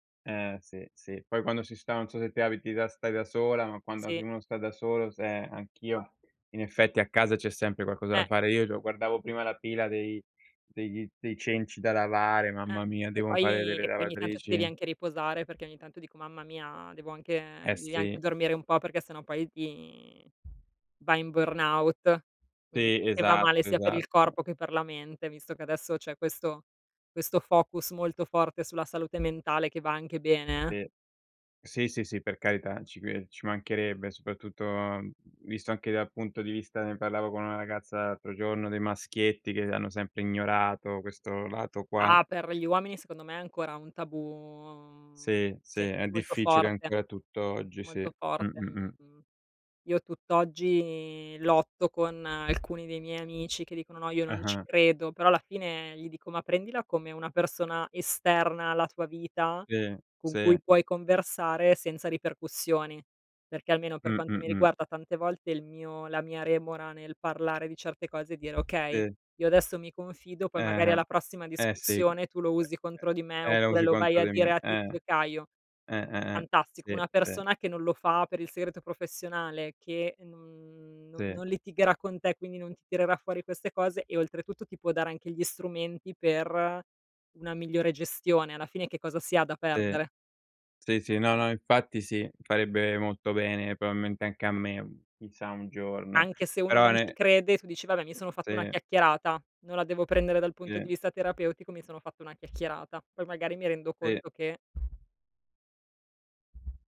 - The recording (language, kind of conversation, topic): Italian, unstructured, Come affronti i momenti di tristezza o di delusione?
- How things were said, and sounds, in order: tapping; other background noise; drawn out: "vi"; in English: "burnout"; in English: "focus"; drawn out: "tabù"; drawn out: "tutt'oggi"; other noise; drawn out: "non"